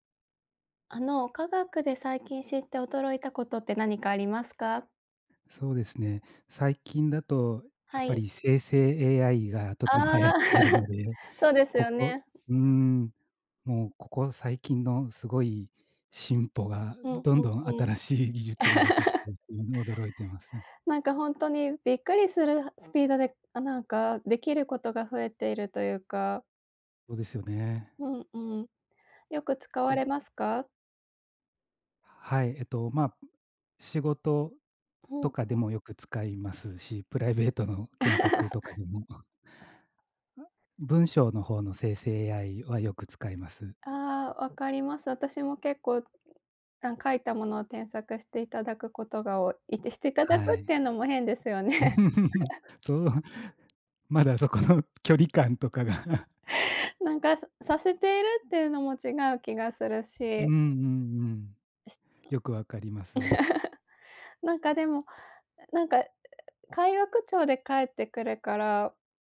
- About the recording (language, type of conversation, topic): Japanese, unstructured, 最近、科学について知って驚いたことはありますか？
- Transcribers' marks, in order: chuckle; tapping; laugh; other background noise; chuckle; chuckle; laughing while speaking: "まだそこの距離感とかが"; chuckle; chuckle